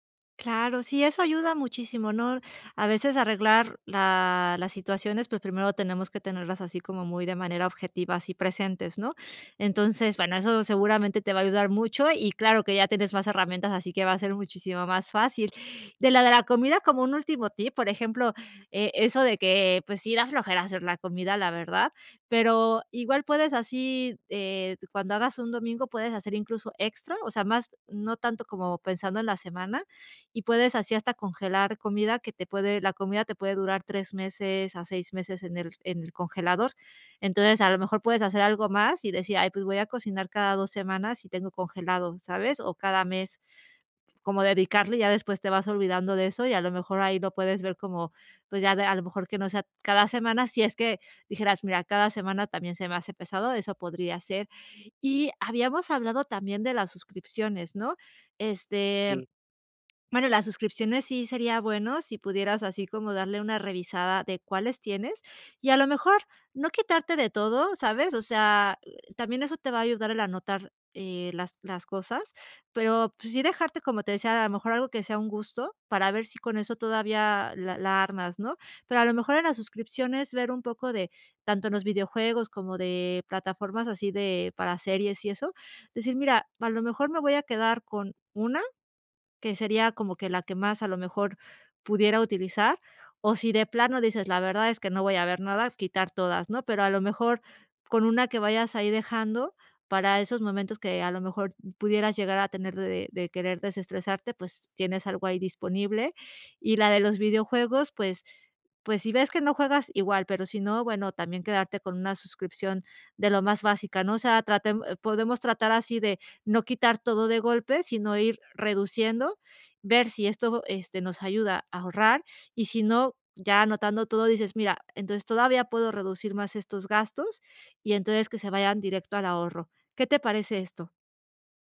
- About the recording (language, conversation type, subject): Spanish, advice, ¿Por qué no logro ahorrar nada aunque reduzco gastos?
- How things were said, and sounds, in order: none